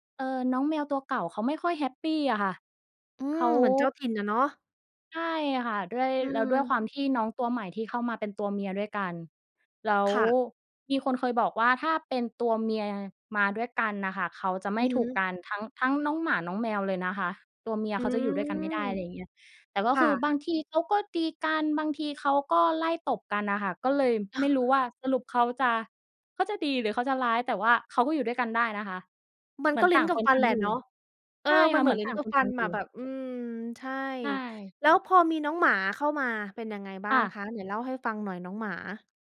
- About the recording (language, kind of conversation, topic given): Thai, podcast, คุณมีเรื่องประทับใจเกี่ยวกับสัตว์เลี้ยงที่อยากเล่าให้ฟังไหม?
- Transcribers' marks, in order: background speech; other noise